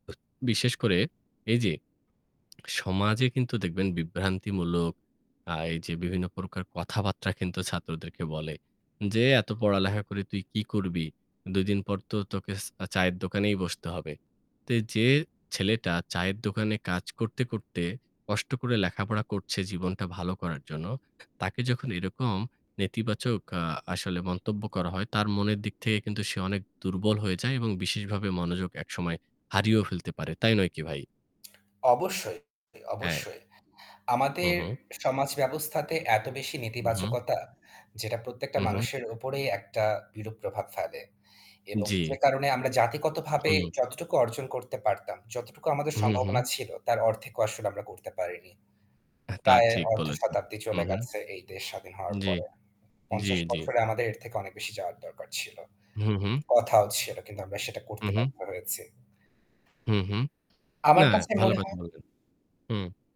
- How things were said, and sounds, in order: tapping; other background noise; distorted speech; static
- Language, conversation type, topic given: Bengali, unstructured, কেন অনেক শিক্ষার্থী পড়াশোনায় আগ্রহ হারিয়ে ফেলে?
- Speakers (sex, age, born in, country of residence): male, 25-29, Bangladesh, Bangladesh; male, 30-34, Bangladesh, Bangladesh